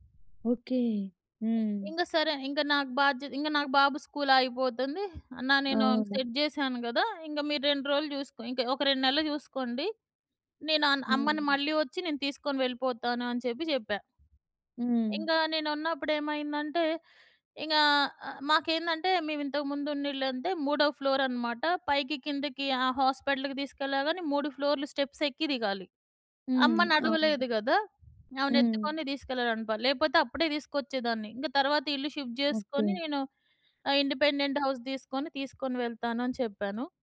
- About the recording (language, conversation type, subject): Telugu, podcast, ఒంటరితనం అనిపించినప్పుడు మీరు మొదటగా ఎలాంటి అడుగు వేస్తారు?
- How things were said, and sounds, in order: in English: "సెట్"; in English: "హాస్పిటల్‌కి"; in English: "స్టెప్స్"; in English: "షిఫ్ట్"; in English: "ఇండిపెండెంట్ హౌస్"; other background noise